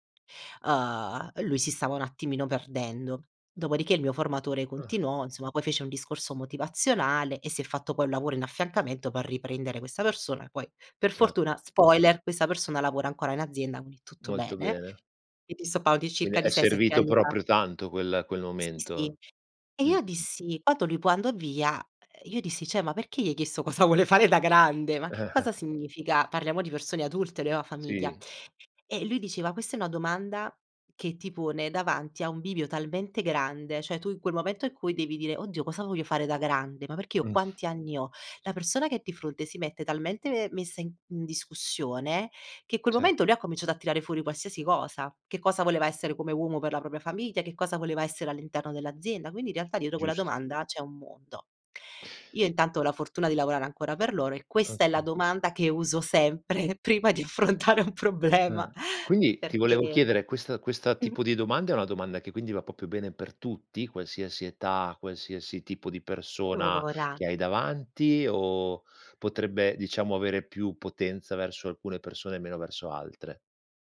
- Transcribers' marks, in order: "quindi" said as "uini"; "Cioè" said as "ceh"; laughing while speaking: "cosa vuole fare da grande?"; laughing while speaking: "sempre prima di affrontare un problema"; "proprio" said as "popio"; "Allora" said as "lora"
- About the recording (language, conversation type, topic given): Italian, podcast, Come fai a porre domande che aiutino gli altri ad aprirsi?
- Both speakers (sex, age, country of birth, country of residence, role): female, 30-34, Italy, Italy, guest; male, 45-49, Italy, Italy, host